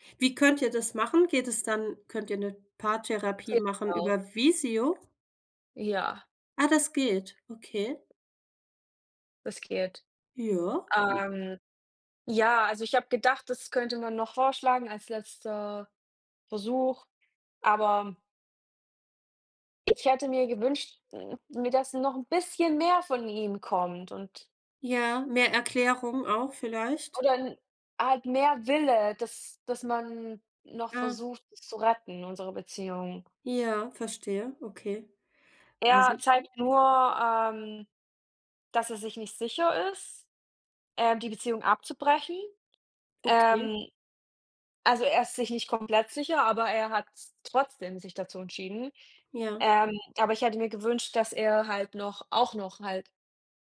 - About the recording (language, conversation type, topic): German, unstructured, Wie zeigst du deinem Partner, dass du ihn schätzt?
- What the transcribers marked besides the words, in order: other background noise; other noise